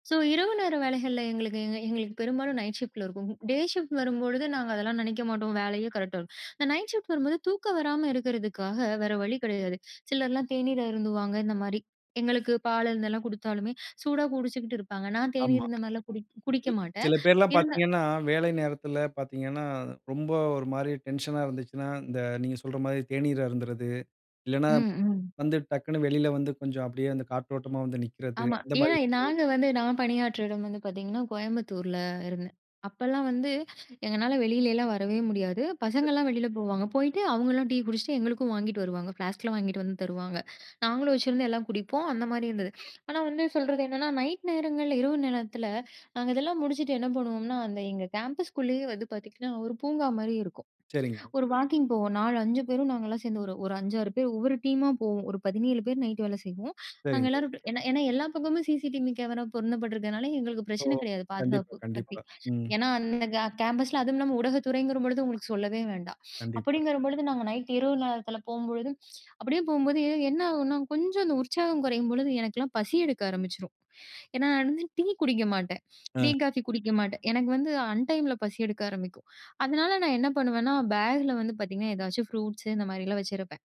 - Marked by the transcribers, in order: in English: "நைட் ஷிஃப்ட்"; in English: "டே ஷிஃப்ட்"; other noise; unintelligible speech; in English: "ஃப்ளாஸ்க்"; sniff; in English: "கேம்பஸ்"; sniff; lip smack; in English: "அன்டைம்"
- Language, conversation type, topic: Tamil, podcast, உற்சாகம் குறைந்த போது உங்களை நீங்கள் எப்படி மீண்டும் ஊக்கப்படுத்திக் கொள்வீர்கள்?